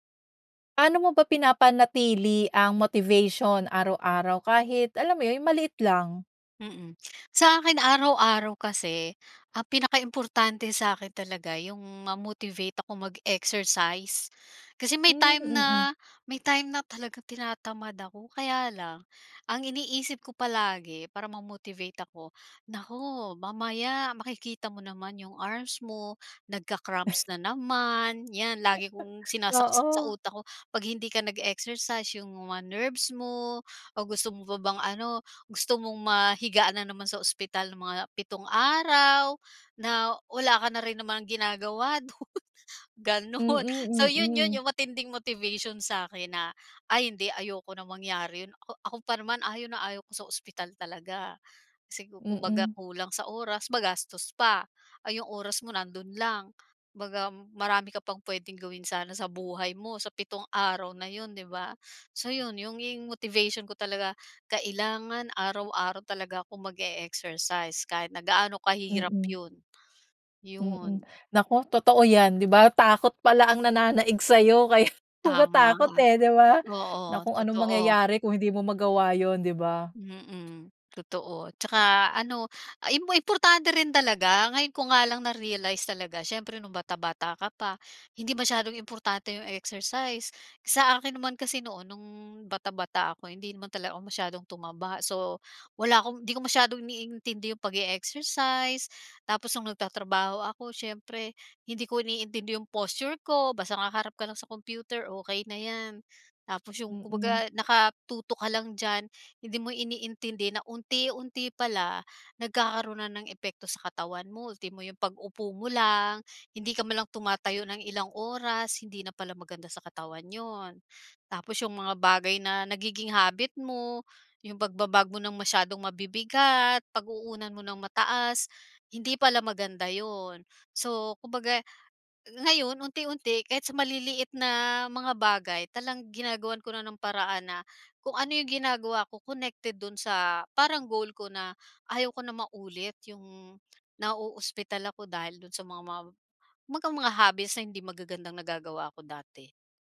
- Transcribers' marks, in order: snort; laugh; laughing while speaking: "do'n. gano'n"; other background noise; "yung" said as "ying"; tapping; other noise
- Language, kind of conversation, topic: Filipino, podcast, Paano mo napapanatili ang araw-araw na gana, kahit sa maliliit na hakbang lang?